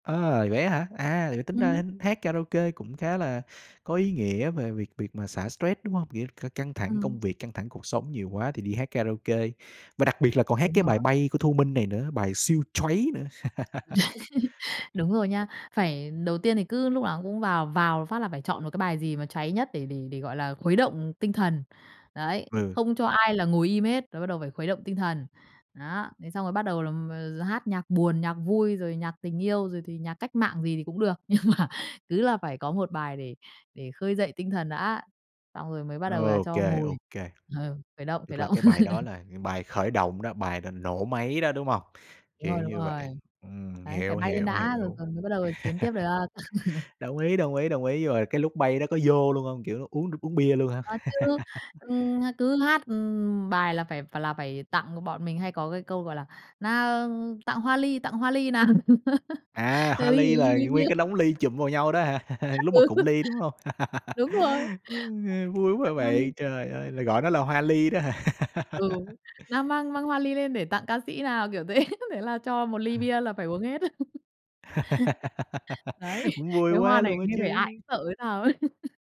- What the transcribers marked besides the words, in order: tapping; laugh; stressed: "choáy"; "cháy" said as "choáy"; laugh; laughing while speaking: "Nhưng mà"; background speech; laugh; other background noise; laugh; laugh; laugh; laugh; laughing while speaking: "Ừ"; laugh; unintelligible speech; laugh; unintelligible speech; laughing while speaking: "hả?"; laugh; laughing while speaking: "thế"; chuckle; laugh; other noise; chuckle; laugh
- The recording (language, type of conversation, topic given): Vietnamese, podcast, Hát karaoke bài gì khiến bạn cháy hết mình nhất?